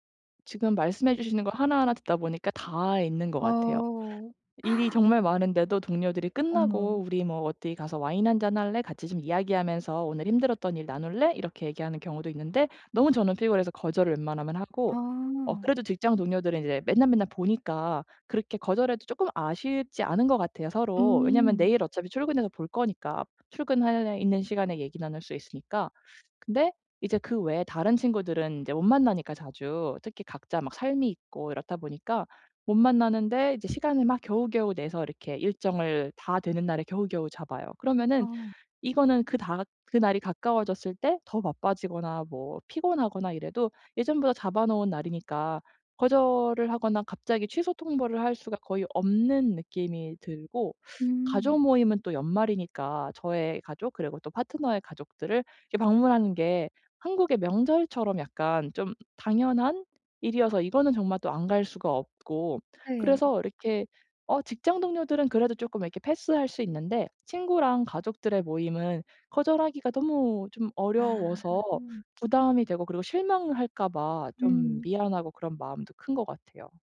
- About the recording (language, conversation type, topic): Korean, advice, 친구의 초대가 부담스러울 때 모임에 참석할지 말지 어떻게 결정해야 하나요?
- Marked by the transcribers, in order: gasp; other background noise